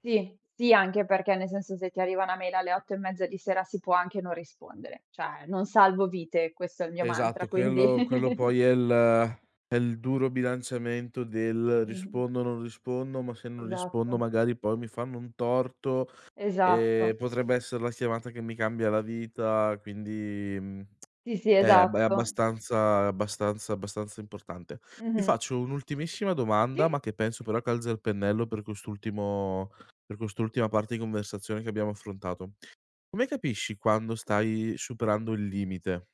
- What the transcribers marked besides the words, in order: laugh; tapping; other background noise; "chiamata" said as "siamata"; tsk
- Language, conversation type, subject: Italian, podcast, Come bilanci lavoro e vita privata nelle tue scelte?